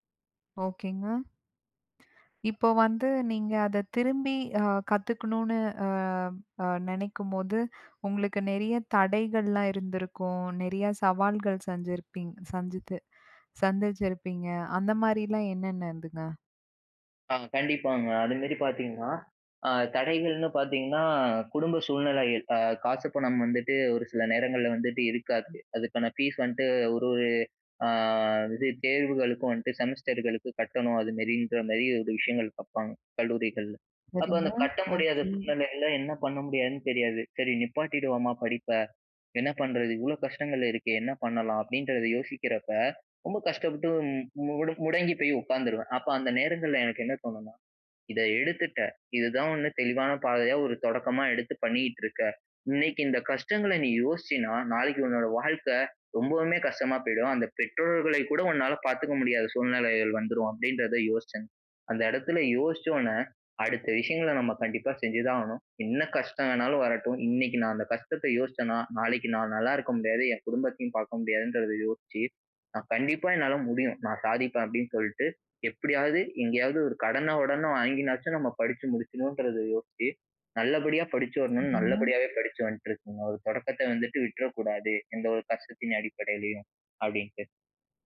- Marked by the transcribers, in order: other background noise; "இருந்ததுங்க" said as "இருந்துங்க"; in English: "ஃபீஸ்"; in English: "செமஸ்டர்களுக்கு"; sad: "அப்போ அந்த கட்ட முடியாத சூழ்நிலைகள்ல … முடங்கி போய் உட்கார்ந்துருவேன்"
- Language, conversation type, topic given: Tamil, podcast, மீண்டும் கற்றலைத் தொடங்குவதற்கு சிறந்த முறையெது?